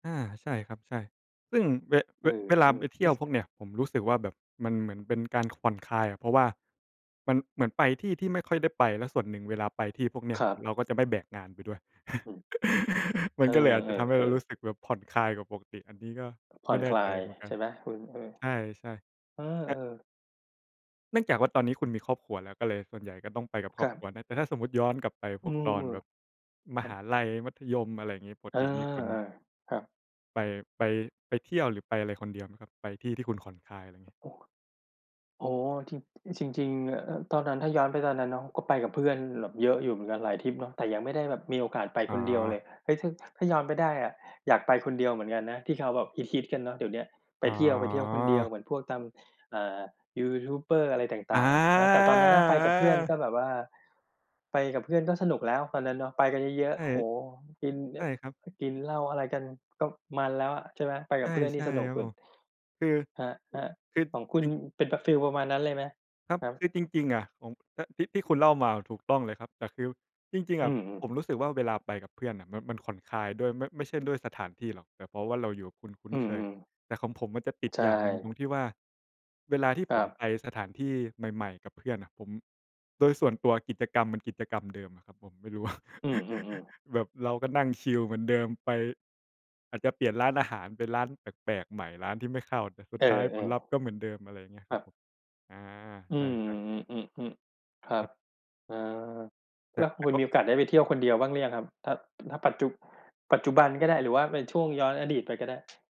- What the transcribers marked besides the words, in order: other background noise; chuckle; "ผ่อน" said as "ข่อน"; drawn out: "อา"; other noise; "ผ่อน" said as "ข่อน"; tapping; laughing while speaking: "ว่า"; chuckle
- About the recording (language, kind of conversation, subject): Thai, unstructured, สถานที่ที่ทำให้คุณรู้สึกผ่อนคลายที่สุดคือที่ไหน?